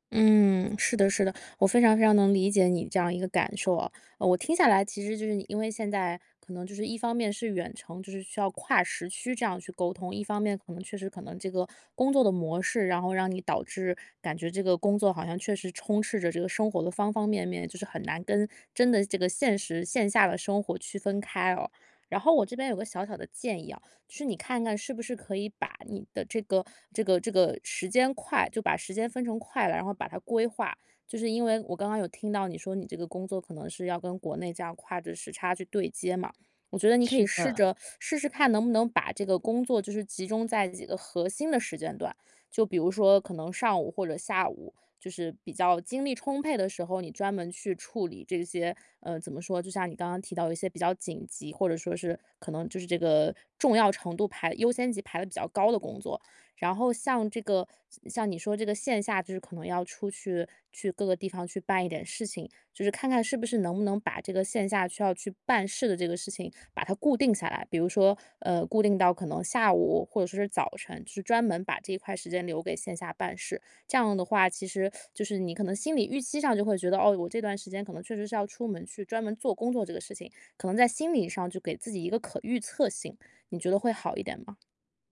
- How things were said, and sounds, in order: teeth sucking
- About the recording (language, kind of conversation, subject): Chinese, advice, 我怎样才能更好地区分工作和生活？